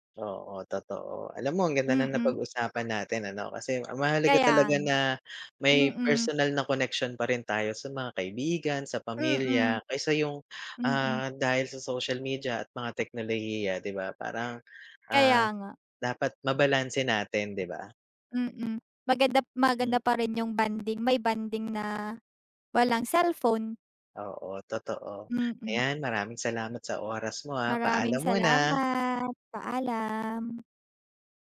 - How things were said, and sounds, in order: other background noise; tapping
- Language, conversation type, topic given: Filipino, unstructured, Ano ang masasabi mo tungkol sa pagkawala ng personal na ugnayan dahil sa teknolohiya?